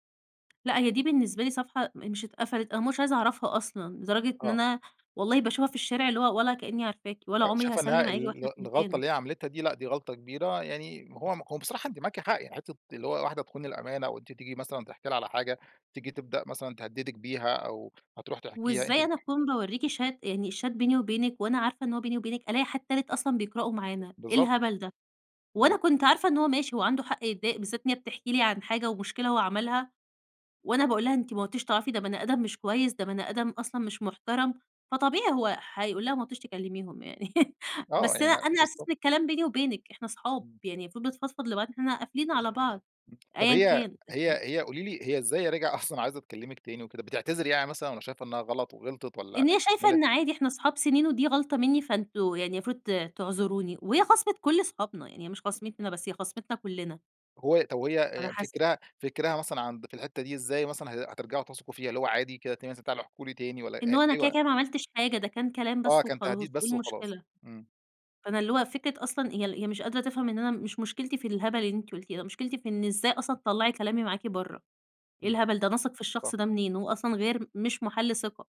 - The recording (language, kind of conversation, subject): Arabic, podcast, إزاي ممكن تبني الثقة من جديد بعد مشكلة؟
- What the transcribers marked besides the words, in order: tapping; in English: "Chat"; in English: "الChat"; chuckle; other noise; laughing while speaking: "أصلًا"; unintelligible speech